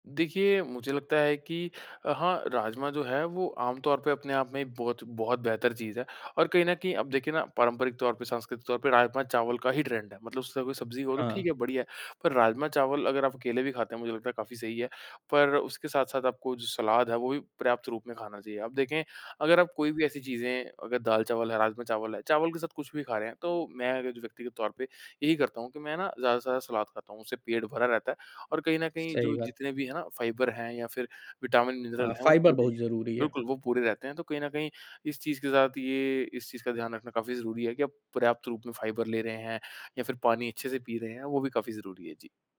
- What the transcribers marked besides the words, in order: tapping; in English: "ट्रेंड"
- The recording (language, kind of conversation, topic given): Hindi, podcast, आपका सबसे पसंदीदा घर जैसा खाना कौन सा है?